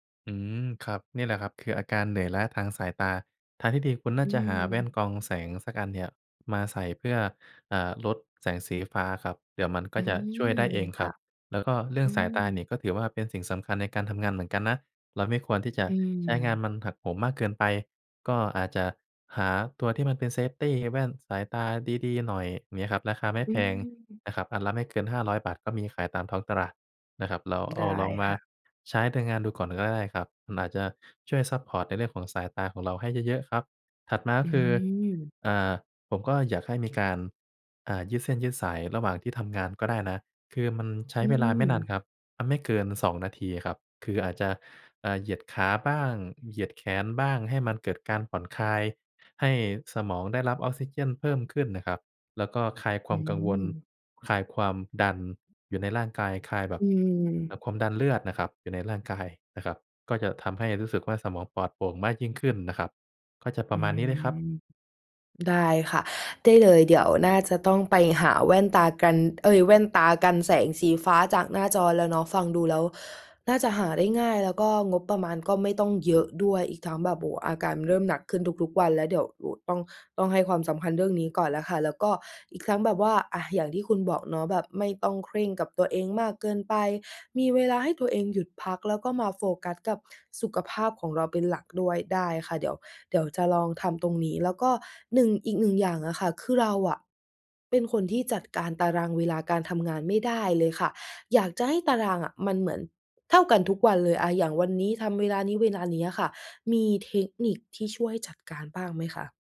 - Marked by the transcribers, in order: in English: "เซฟตี"
- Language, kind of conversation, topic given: Thai, advice, คุณรู้สึกหมดไฟและเหนื่อยล้าจากการทำงานต่อเนื่องมานาน ควรทำอย่างไรดี?